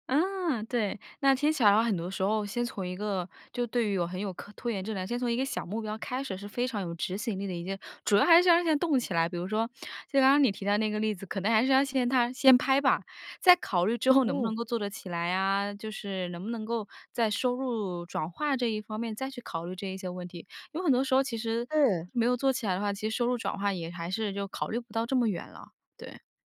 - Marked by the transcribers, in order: none
- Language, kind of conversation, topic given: Chinese, podcast, 你会怎样克服拖延并按计划学习？